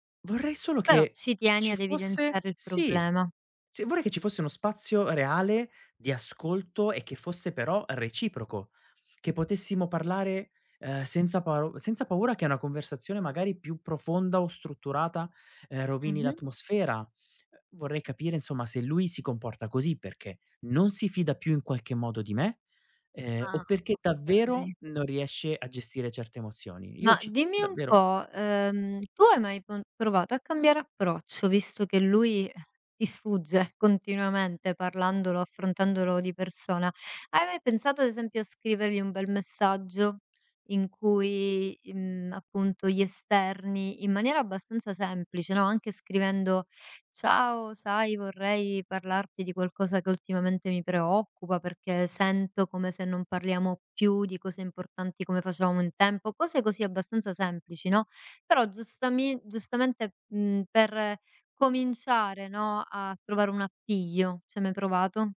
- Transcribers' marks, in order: other background noise
- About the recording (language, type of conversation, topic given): Italian, advice, Come posso affrontare un amico che evita conversazioni importanti?